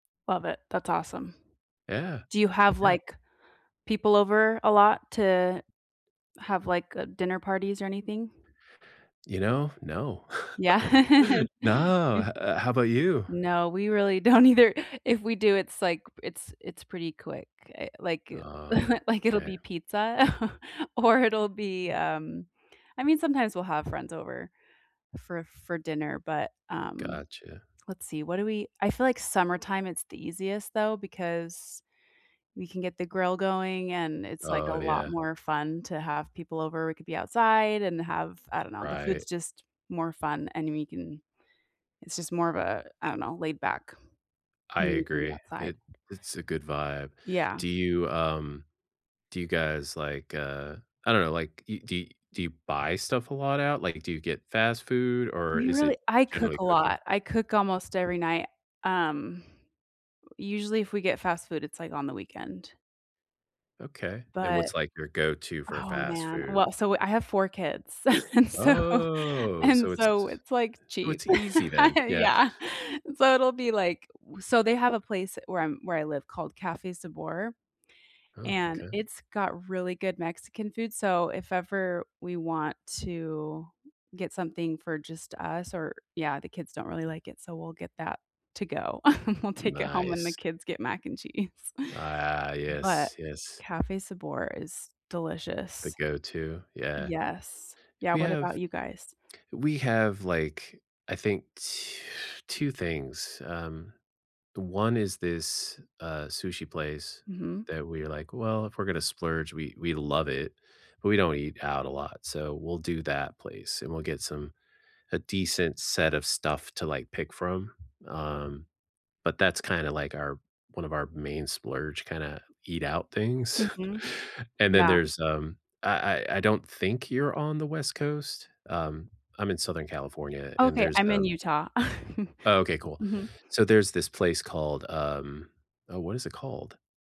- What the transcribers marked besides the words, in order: chuckle; drawn out: "No"; laugh; laughing while speaking: "don't either"; chuckle; laughing while speaking: "or"; other background noise; unintelligible speech; chuckle; laughing while speaking: "and so and"; drawn out: "Oh"; laugh; tapping; chuckle; laughing while speaking: "cheese"; other noise; drawn out: "tw"; chuckle; chuckle
- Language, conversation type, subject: English, unstructured, What is one cooking trick most people don’t know about but should try?
- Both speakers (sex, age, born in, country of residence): female, 35-39, United States, United States; male, 50-54, United States, United States